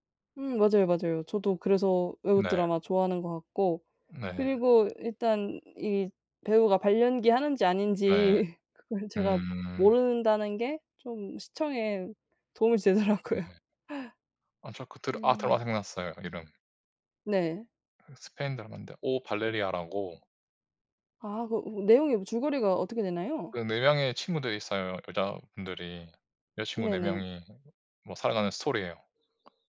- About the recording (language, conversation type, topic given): Korean, unstructured, 최근에 본 영화나 드라마 중 추천하고 싶은 작품이 있나요?
- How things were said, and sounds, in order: laughing while speaking: "아닌지 그거를"; laughing while speaking: "되더라고요"